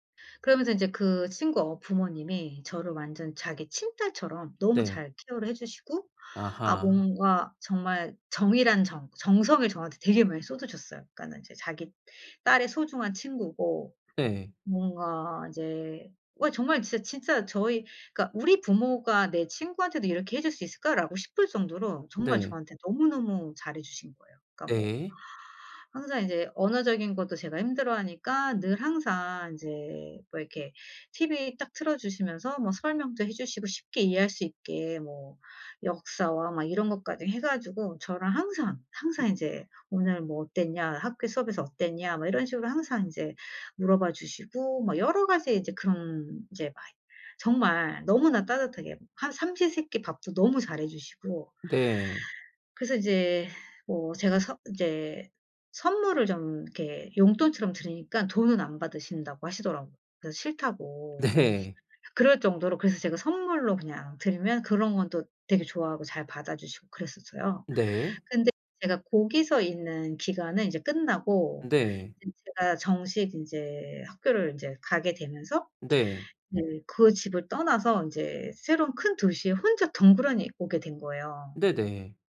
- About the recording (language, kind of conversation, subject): Korean, advice, 변화로 인한 상실감을 기회로 바꾸기 위해 어떻게 시작하면 좋을까요?
- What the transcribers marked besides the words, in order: other background noise; laughing while speaking: "네"